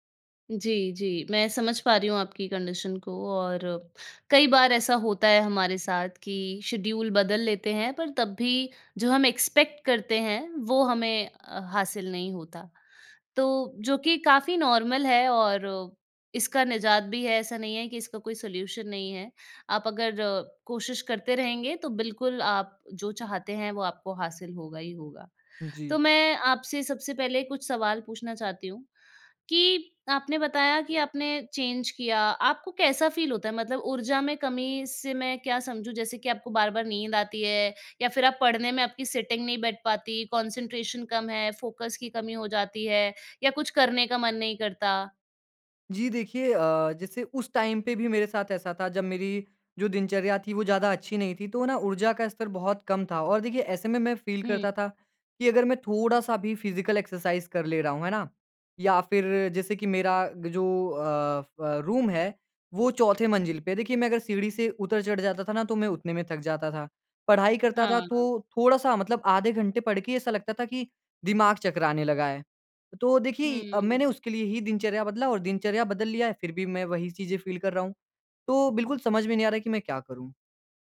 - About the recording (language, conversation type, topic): Hindi, advice, दिनचर्या बदलने के बाद भी मेरी ऊर्जा में सुधार क्यों नहीं हो रहा है?
- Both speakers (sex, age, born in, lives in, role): female, 25-29, India, India, advisor; male, 20-24, India, India, user
- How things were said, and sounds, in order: in English: "कंडीशन"; in English: "शेड्यूल"; in English: "एक्सपेक्ट"; in English: "नॉर्मल"; in English: "सॉल्यूशन"; in English: "चेंज"; in English: "फ़ील"; in English: "सिटिंग"; in English: "कॉन्सन्ट्रेशन"; in English: "फोकस"; in English: "टाइम"; in English: "फ़ील"; in English: "फिज़िकल एक्सरसाइज"; in English: "रूम"; in English: "फ़ील"